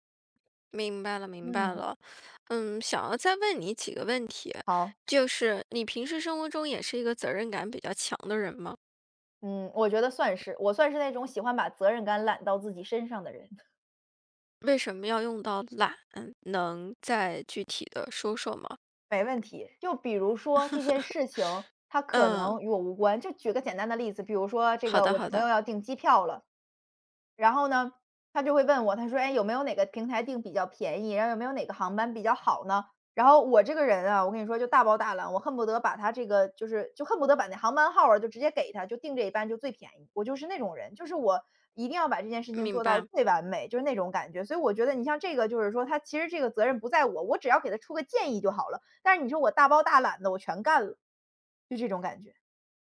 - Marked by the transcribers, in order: other background noise; chuckle; laugh
- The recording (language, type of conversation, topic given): Chinese, advice, 我想停止过度担心，但不知道该从哪里开始，该怎么办？